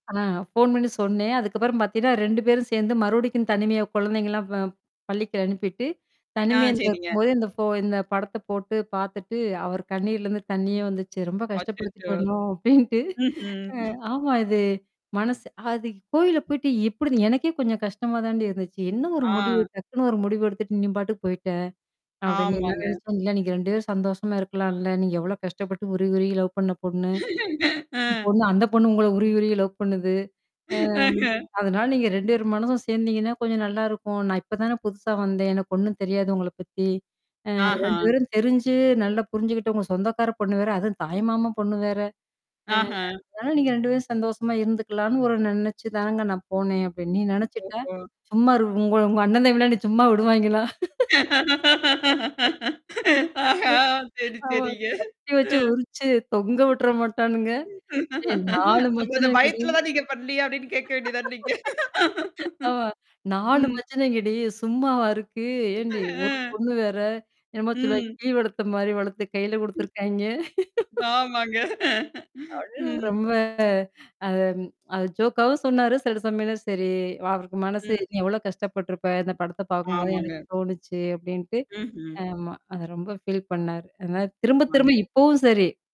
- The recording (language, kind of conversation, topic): Tamil, podcast, ஒரு படம் உங்களைத் தனிமையிலிருந்து விடுபடுத்த முடியுமா?
- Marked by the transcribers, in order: other background noise; tapping; "கண்ணுல" said as "கண்ணீர்ல"; chuckle; laughing while speaking: "அப்படீன்னுட்டு"; laugh; distorted speech; laughing while speaking: "ஆ, ஹ"; static; laugh; laughing while speaking: "ஆஹா. சரி சரிங்க. ம் அப்போ … வேண்டியது தானே நீங்க?"; laughing while speaking: "சும்மா விடுவாய்ங்களா? கட்டி வச்சு ஆமா … ஏ நாலு மச்சினனுங்கடி"; laugh; laugh; laughing while speaking: "ஆ"; laughing while speaking: "ஆமாங்க. ம்"; laugh; laughing while speaking: "அப்டின்னு ரொம்ப"; drawn out: "ரொம்ப"; in English: "ஃபீல்"; other noise